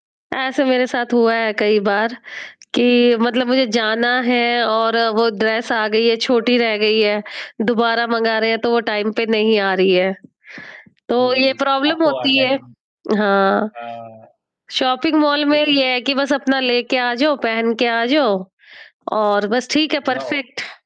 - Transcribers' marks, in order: distorted speech; tapping; in English: "ड्रेस"; in English: "टाइम"; other background noise; in English: "प्रॉब्लम"; static; in English: "अर्जेंटली"; in English: "शॉपिंग मॉल"; in English: "परफेक्ट"
- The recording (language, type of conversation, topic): Hindi, unstructured, आपको शॉपिंग मॉल में खरीदारी करना अधिक पसंद है या ऑनलाइन खरीदारी करना?